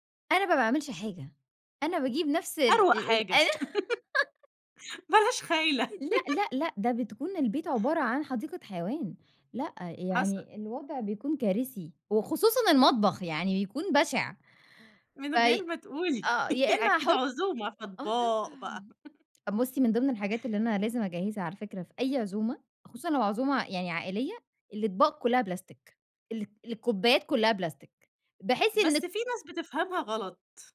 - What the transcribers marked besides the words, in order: laugh; tapping; laugh
- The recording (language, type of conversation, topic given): Arabic, podcast, إزاي بتجهّزي الأكل قبل العيد أو قبل مناسبة كبيرة؟